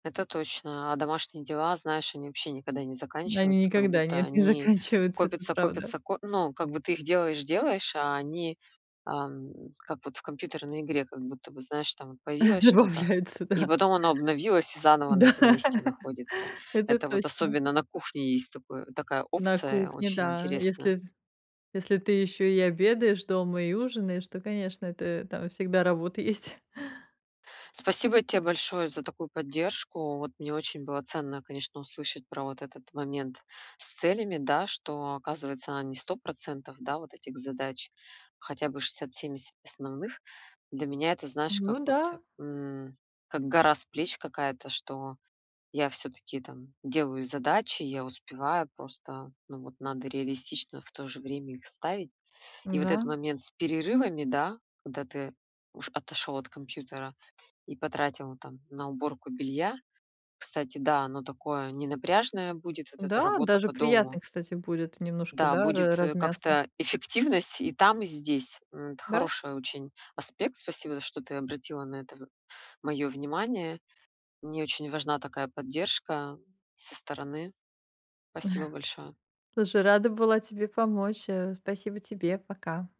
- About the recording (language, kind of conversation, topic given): Russian, advice, Как успевать всё, когда задач очень много, а времени мало?
- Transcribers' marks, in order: laughing while speaking: "заканчиваются"; laughing while speaking: "Добавляются, да"; laughing while speaking: "Да"; laughing while speaking: "есть"; tapping; other background noise; chuckle